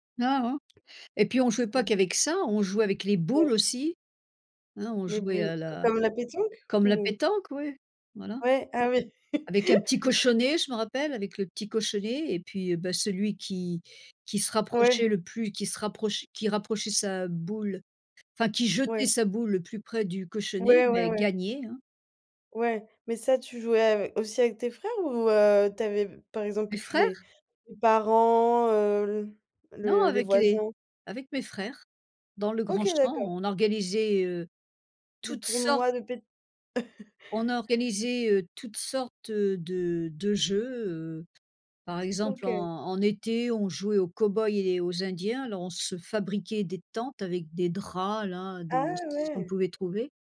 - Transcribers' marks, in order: tapping; laugh; stressed: "jetait"; laugh
- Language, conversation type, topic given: French, podcast, Quel était ton jouet préféré quand tu étais petit ?